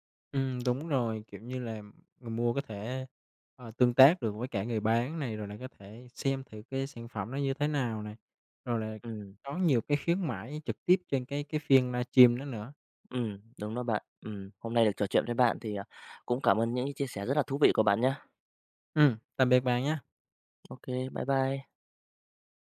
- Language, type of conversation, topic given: Vietnamese, podcast, Bạn có thể chia sẻ một trải nghiệm mua sắm trực tuyến đáng nhớ của mình không?
- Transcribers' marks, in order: tapping; other background noise